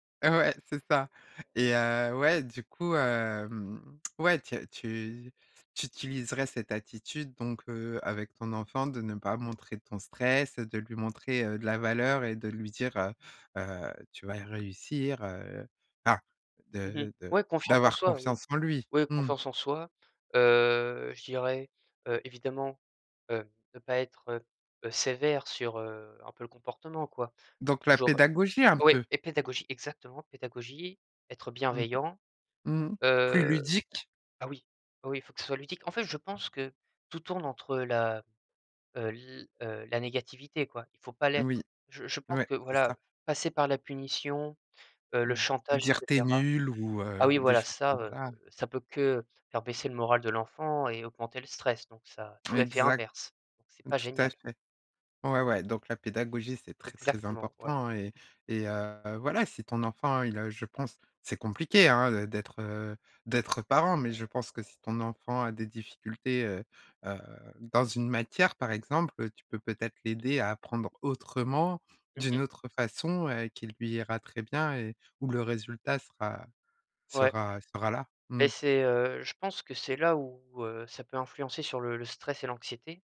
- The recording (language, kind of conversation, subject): French, podcast, Quelles idées as-tu pour réduire le stress scolaire ?
- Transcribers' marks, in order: tsk; stressed: "enfin"; tapping; other background noise; stressed: "autrement"